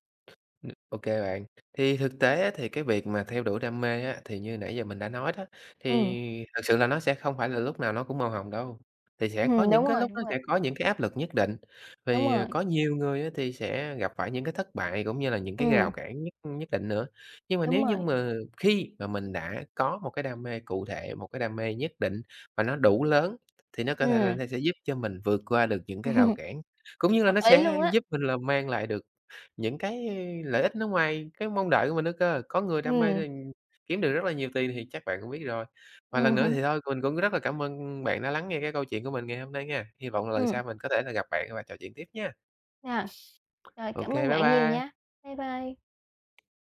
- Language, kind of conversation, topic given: Vietnamese, podcast, Bạn nghĩ thế nào về việc theo đuổi đam mê hay chọn một công việc ổn định?
- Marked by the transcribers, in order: other background noise; tapping; chuckle